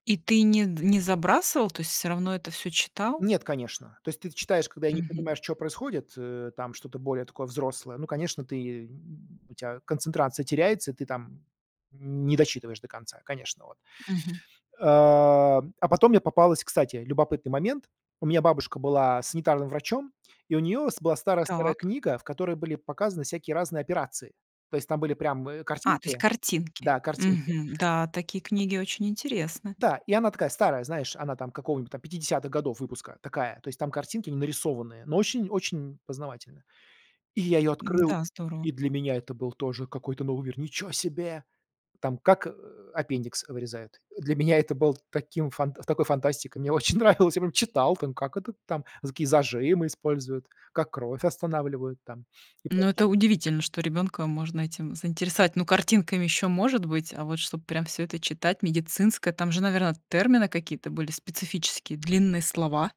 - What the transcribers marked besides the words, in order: tapping; laughing while speaking: "очень нравилось"
- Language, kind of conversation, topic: Russian, podcast, Помнишь момент, когда что‑то стало действительно интересно?